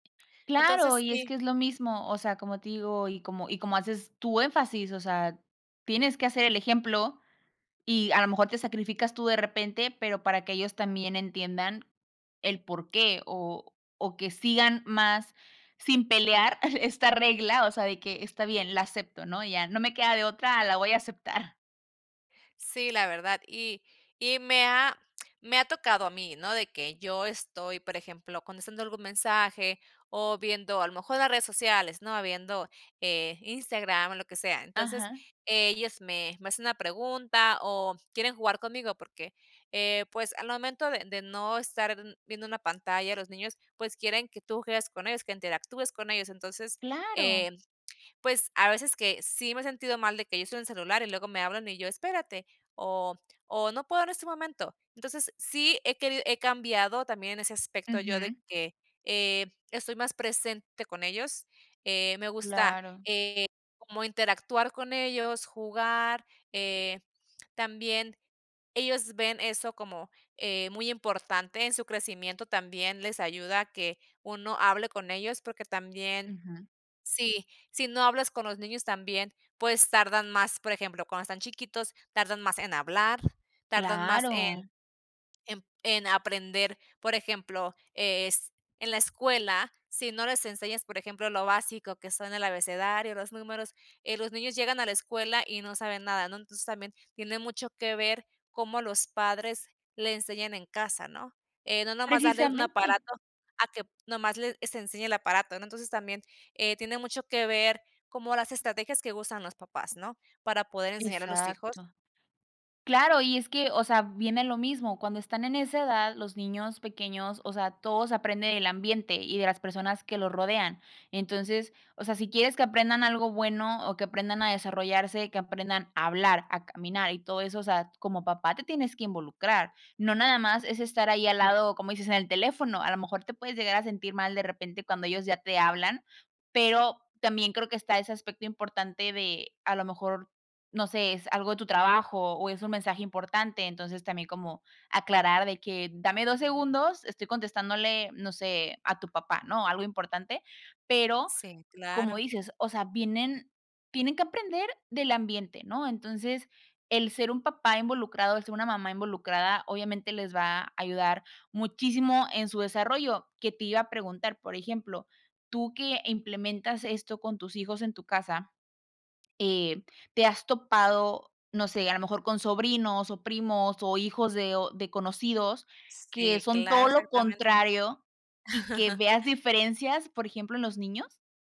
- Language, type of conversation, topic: Spanish, podcast, ¿Qué reglas tienen respecto al uso de pantallas en casa?
- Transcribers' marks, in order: chuckle; other background noise; unintelligible speech; chuckle